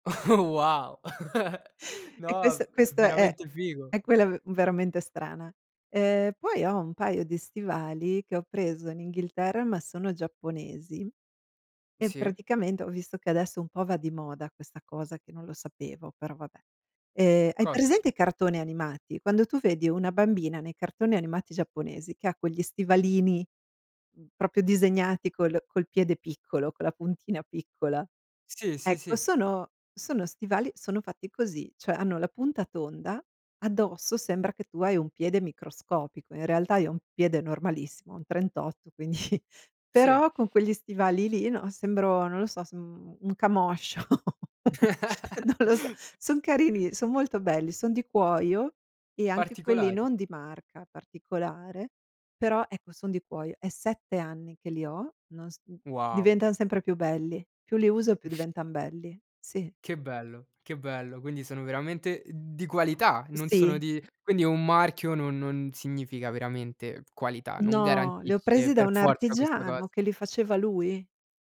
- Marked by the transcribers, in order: chuckle; tapping; laughing while speaking: "quindi"; other background noise; laugh; laughing while speaking: "Non lo so"; snort
- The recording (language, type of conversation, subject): Italian, podcast, Che cosa ti piace comunicare attraverso i vestiti che indossi?